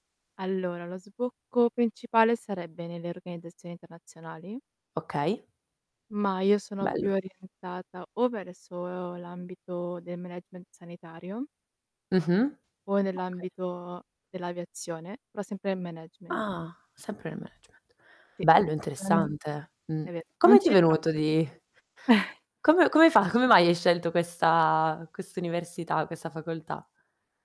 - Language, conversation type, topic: Italian, unstructured, Come immagini la tua vita tra dieci anni?
- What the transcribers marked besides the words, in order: static; distorted speech; other background noise; tapping; chuckle